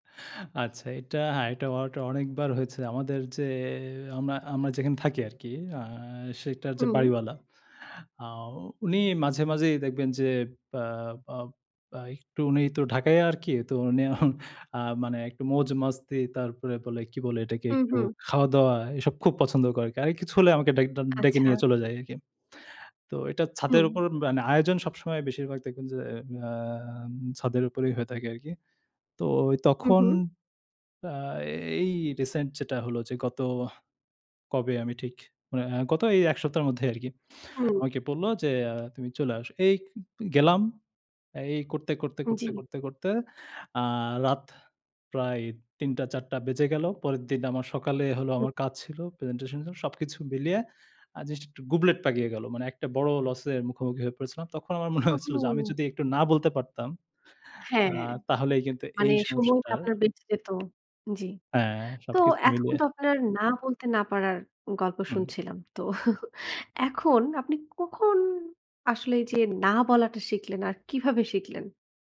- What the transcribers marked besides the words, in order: chuckle; tapping; laughing while speaking: "হয়েছিল"; chuckle
- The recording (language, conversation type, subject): Bengali, podcast, তুমি কখন ‘না’ বলতে শিখলে?